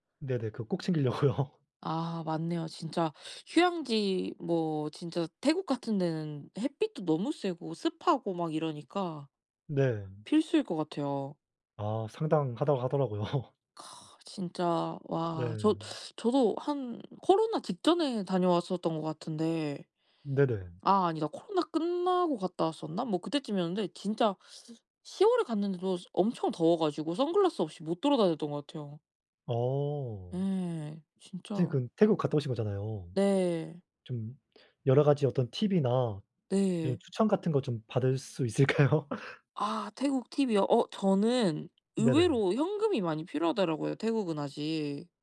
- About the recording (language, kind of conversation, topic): Korean, unstructured, 여행할 때 가장 중요하게 생각하는 것은 무엇인가요?
- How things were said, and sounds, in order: laughing while speaking: "챙기려고요"; laughing while speaking: "하더라고요"; other noise; laughing while speaking: "있을까요?"